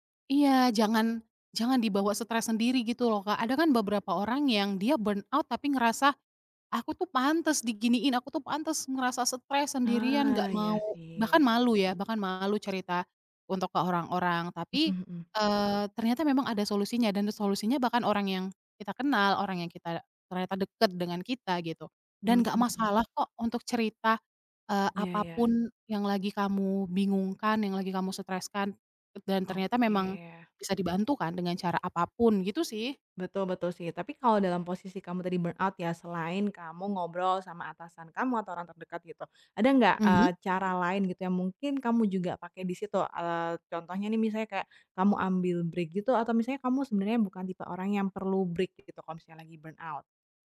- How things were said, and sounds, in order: in English: "burnout"; in English: "burnout"; in English: "break"; in English: "break"; in English: "burnout?"
- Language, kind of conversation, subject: Indonesian, podcast, Pernahkah kamu mengalami kelelahan kerja berlebihan, dan bagaimana cara mengatasinya?